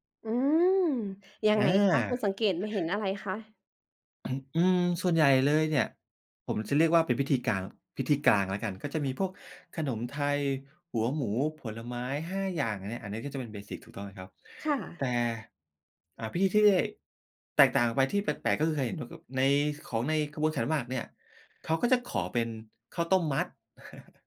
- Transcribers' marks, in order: throat clearing; in English: "เบสิก"; chuckle
- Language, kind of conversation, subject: Thai, podcast, เคยไปร่วมพิธีท้องถิ่นไหม และรู้สึกอย่างไรบ้าง?